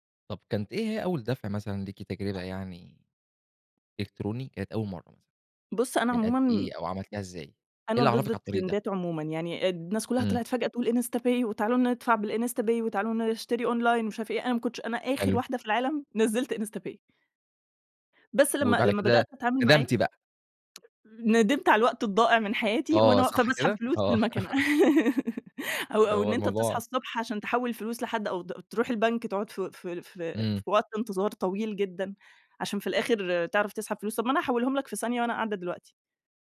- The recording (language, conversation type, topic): Arabic, podcast, إيه رأيك في الدفع الإلكتروني بدل الكاش؟
- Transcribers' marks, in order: in English: "الترندات"; in English: "أونلاين"; tsk; laughing while speaking: "آه"; laugh